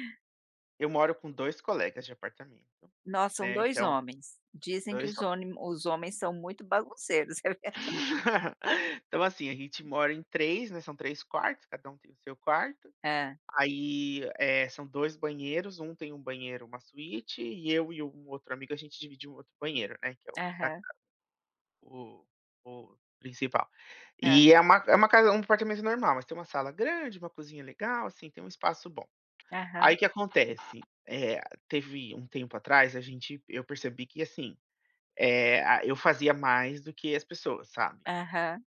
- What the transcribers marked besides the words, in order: tapping; laughing while speaking: "é verdade?"; laugh; other background noise
- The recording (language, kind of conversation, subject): Portuguese, podcast, Como falar sobre tarefas domésticas sem brigar?